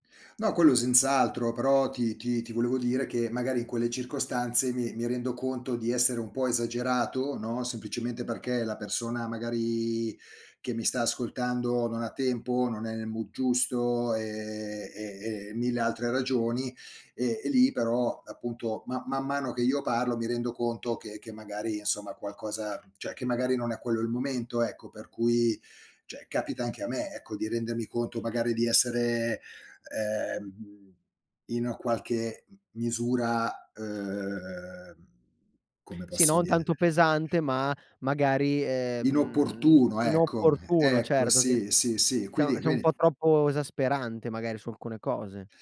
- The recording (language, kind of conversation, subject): Italian, podcast, Come gestisci le relazioni che ti prosciugano le energie?
- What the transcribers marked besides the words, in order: in English: "mood"; tapping; "cioè" said as "ceh"; other background noise; unintelligible speech; "cioè" said as "ceh"; "cioè" said as "ceh"; "quindi" said as "quini"